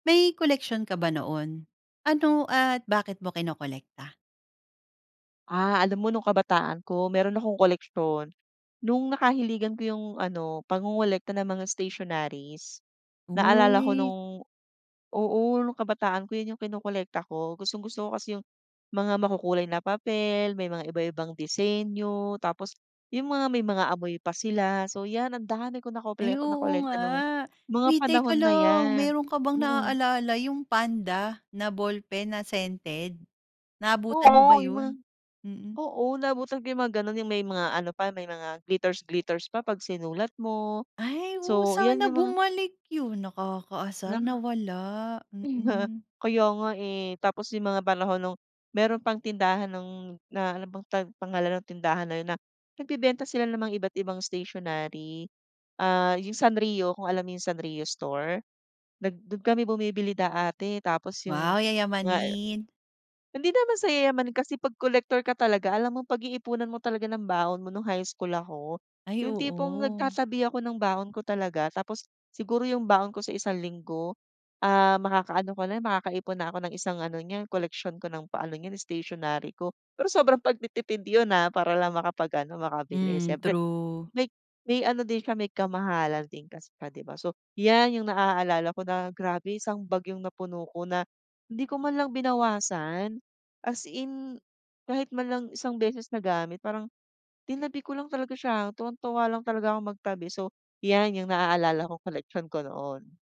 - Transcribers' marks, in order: other noise; chuckle; "dati" said as "daati"
- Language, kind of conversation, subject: Filipino, podcast, Nagkaroon ka ba noon ng koleksyon, at ano ang kinolekta mo at bakit?